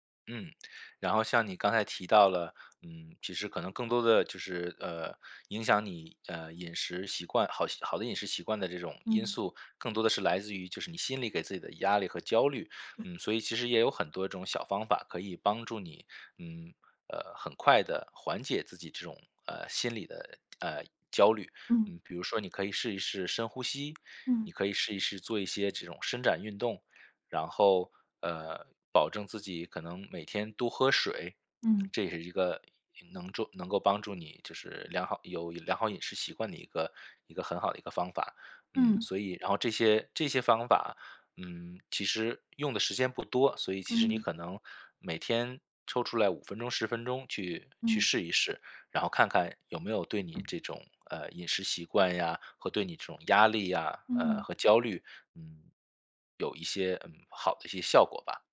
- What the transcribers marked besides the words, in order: other background noise; tapping
- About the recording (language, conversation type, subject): Chinese, advice, 咖啡和饮食让我更焦虑，我该怎么调整才能更好地管理压力？